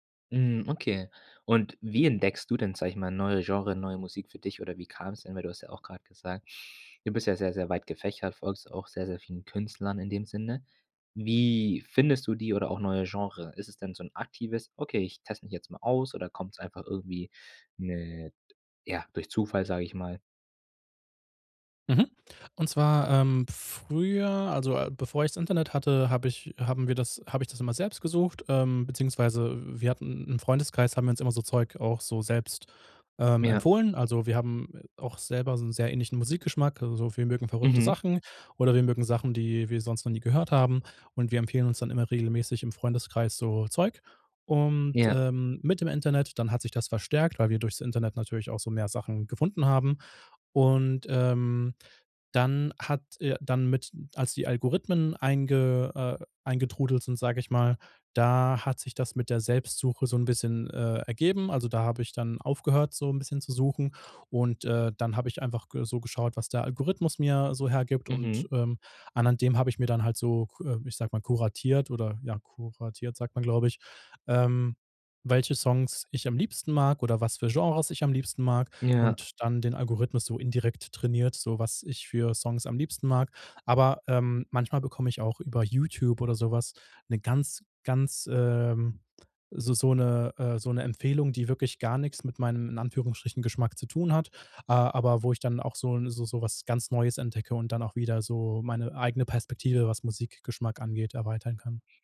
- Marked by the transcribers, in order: none
- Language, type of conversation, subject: German, podcast, Was macht ein Lied typisch für eine Kultur?